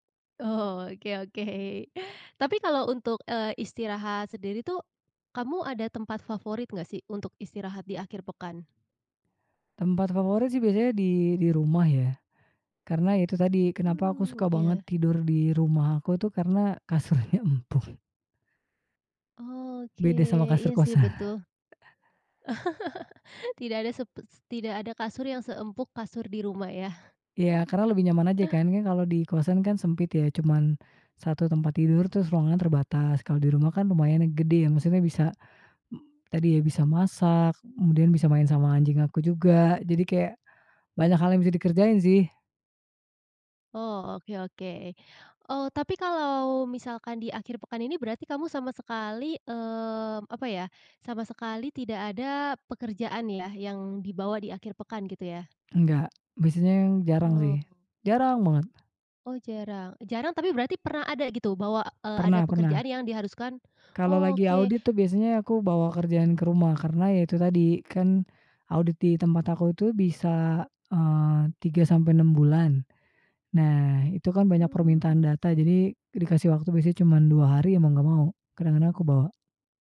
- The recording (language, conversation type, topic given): Indonesian, podcast, Bagaimana kamu memanfaatkan akhir pekan untuk memulihkan energi?
- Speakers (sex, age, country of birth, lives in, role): female, 25-29, Indonesia, Indonesia, host; female, 35-39, Indonesia, Indonesia, guest
- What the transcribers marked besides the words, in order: laughing while speaking: "oke oke"; laughing while speaking: "kosan"; chuckle; "biasanya" said as "biasanyang"; other background noise